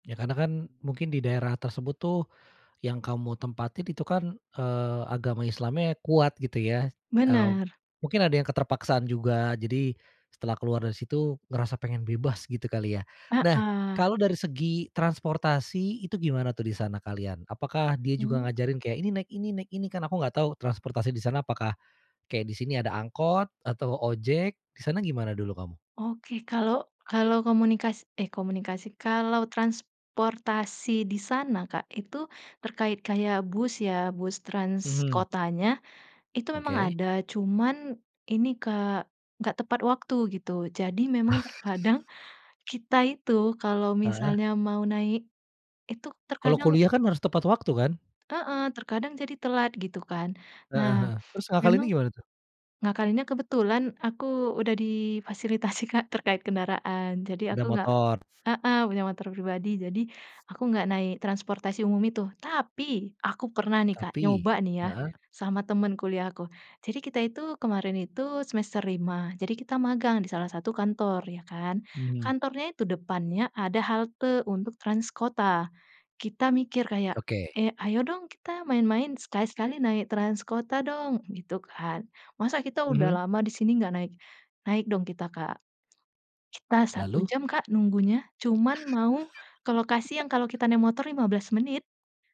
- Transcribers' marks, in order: other noise; other background noise; tapping; chuckle
- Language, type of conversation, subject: Indonesian, podcast, Bagaimana peran teman lokal dalam membantu kamu menyesuaikan diri?